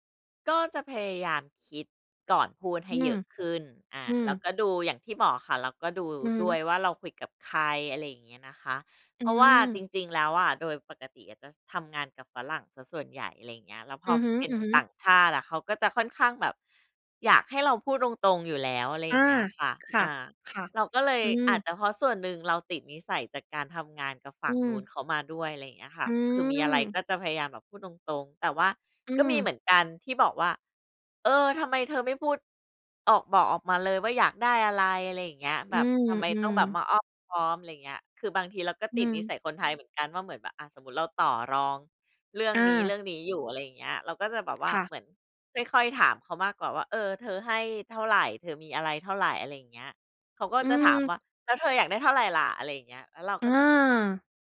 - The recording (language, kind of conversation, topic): Thai, podcast, เวลาถูกให้ข้อสังเกต คุณชอบให้คนพูดตรงๆ หรือพูดอ้อมๆ มากกว่ากัน?
- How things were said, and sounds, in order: other background noise